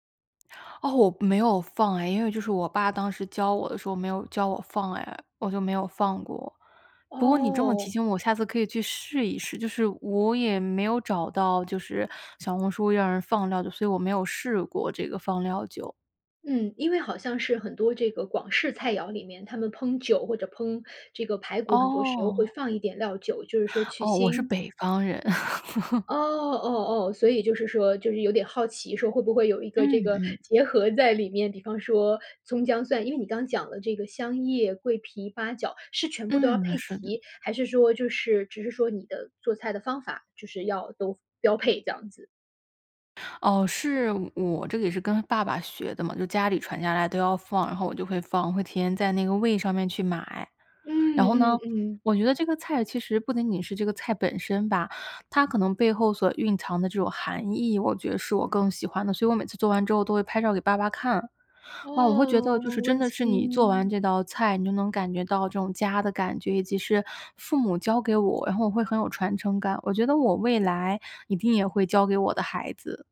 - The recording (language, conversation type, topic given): Chinese, podcast, 家里传下来的拿手菜是什么？
- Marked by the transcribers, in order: laugh